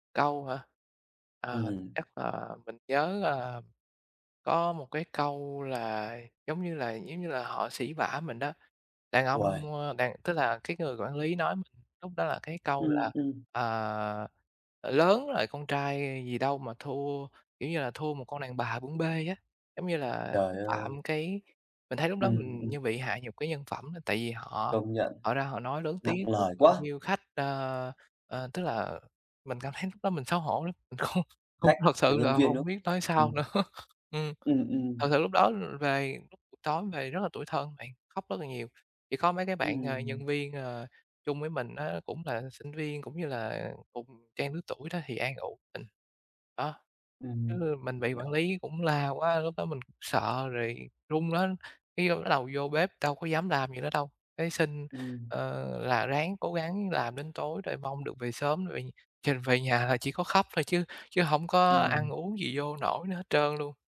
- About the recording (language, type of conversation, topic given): Vietnamese, podcast, Lần đầu tiên rời quê đi xa, bạn cảm thấy thế nào?
- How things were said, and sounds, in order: other background noise; tapping; laughing while speaking: "không"; laughing while speaking: "nữa"; chuckle